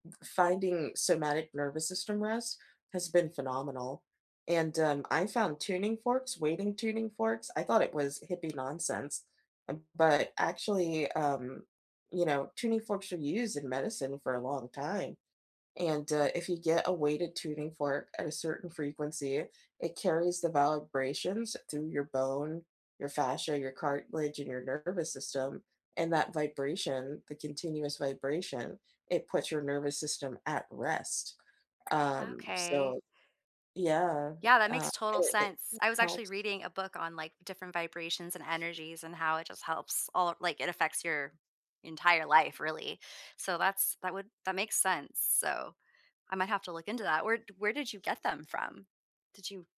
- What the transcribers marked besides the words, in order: "weighting" said as "weighted"; tapping
- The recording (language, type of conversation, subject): English, unstructured, What small everyday habits make a big impact on your relationships and well-being?
- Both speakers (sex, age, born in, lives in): female, 35-39, United States, United States; female, 40-44, United States, United States